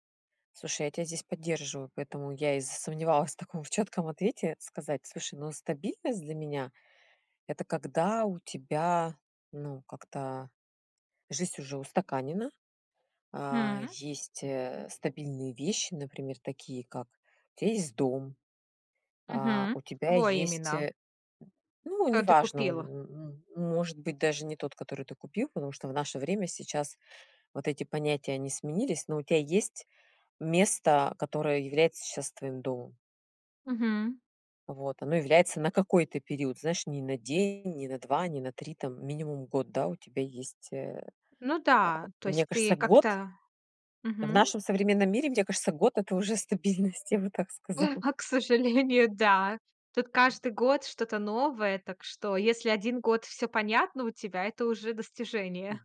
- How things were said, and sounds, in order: laughing while speaking: "стабильность, я бы так сказала"
- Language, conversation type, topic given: Russian, podcast, Что для тебя важнее — стабильность или свобода?